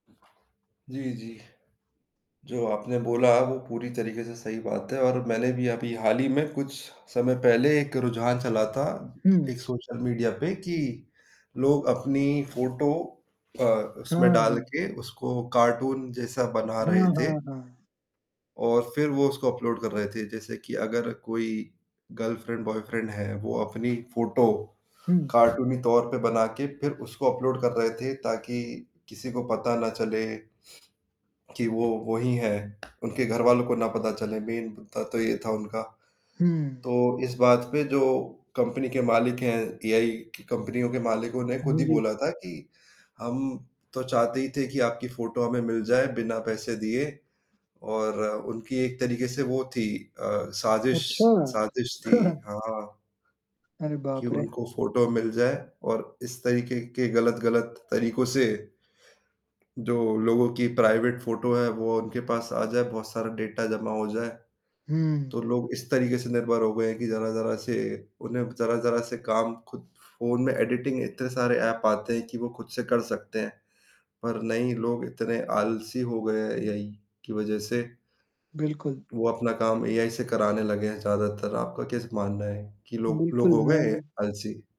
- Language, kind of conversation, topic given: Hindi, unstructured, क्या आपको डर है कि कृत्रिम बुद्धिमत्ता इंसानों को नियंत्रित कर सकती है?
- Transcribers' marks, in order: other background noise; static; in English: "कार्टून"; in English: "गर्लफ्रेंड बॉयफ्रेंड"; in English: "मेन"; in English: "कंपनी"; distorted speech; chuckle; in English: "प्राइवेट फ़ोटो"; in English: "डेटा"; in English: "एडिटिंग"